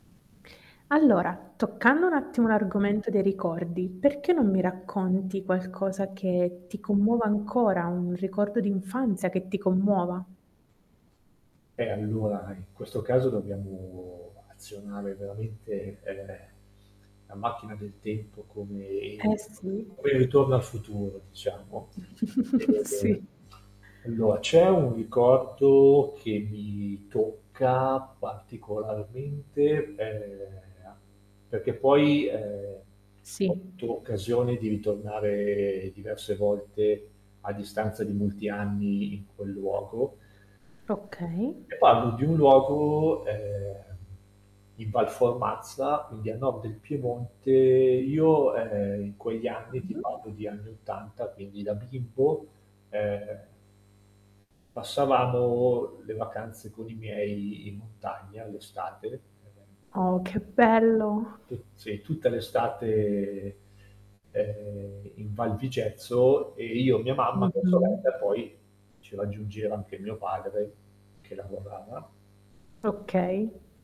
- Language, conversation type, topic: Italian, podcast, Qual è il ricordo della tua infanzia che ti commuove ancora?
- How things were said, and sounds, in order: static; mechanical hum; chuckle; tapping; drawn out: "ritornare"; distorted speech; unintelligible speech